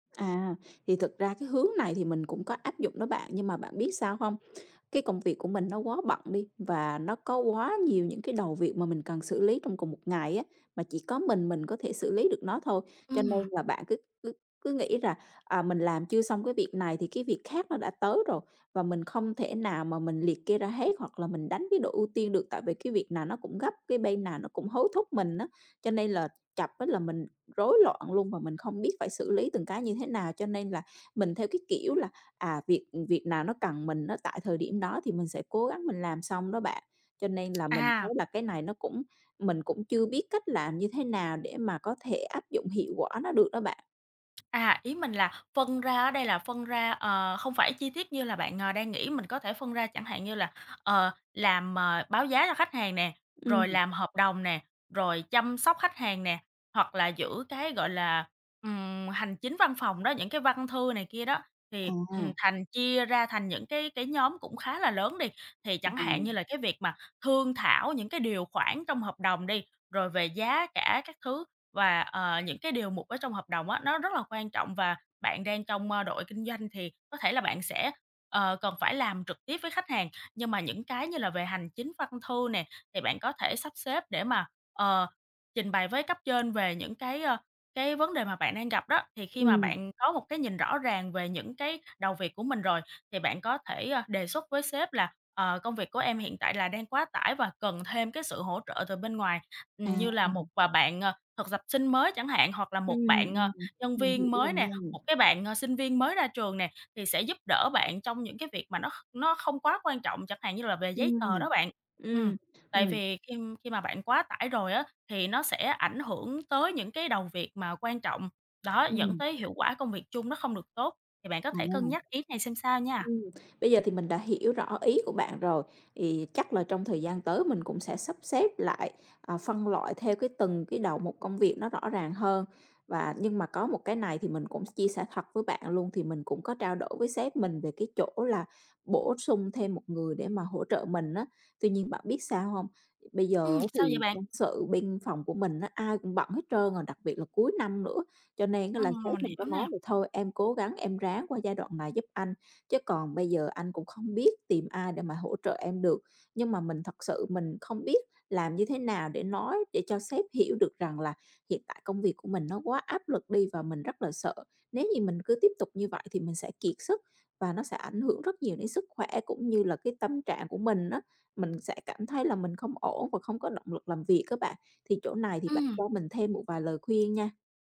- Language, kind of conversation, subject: Vietnamese, advice, Bạn cảm thấy thế nào khi công việc quá tải khiến bạn lo sợ bị kiệt sức?
- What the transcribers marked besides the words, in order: tapping; other background noise